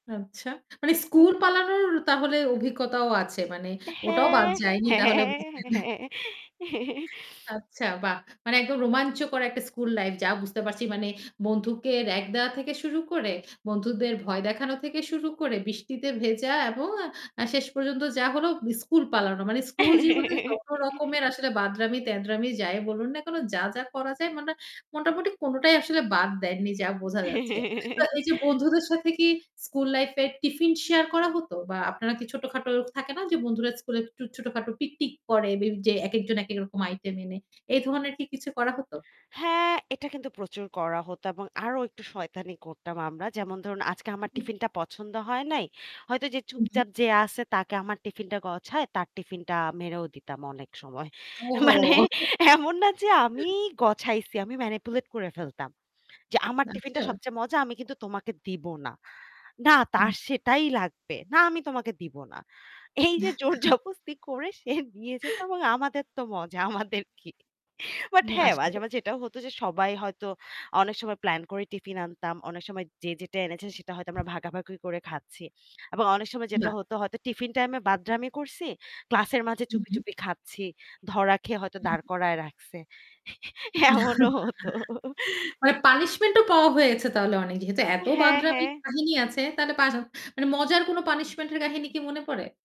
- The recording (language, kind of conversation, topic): Bengali, podcast, তোমার স্কুলজীবনের সবচেয়ে স্মরণীয় মুহূর্তটা কী ছিল?
- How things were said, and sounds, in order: static; laughing while speaking: "হ্যাঁ, হ্যাঁ, হ্যাঁ"; chuckle; other background noise; chuckle; tapping; laugh; laugh; distorted speech; chuckle; laughing while speaking: "মানে এমন না যে আমি গছাইছি"; chuckle; in English: "manipulate"; laughing while speaking: "এই যে জোরজবস্তি করে সে … কি? বাট হ্যাঁ"; chuckle; chuckle; laughing while speaking: "এমনও হতো"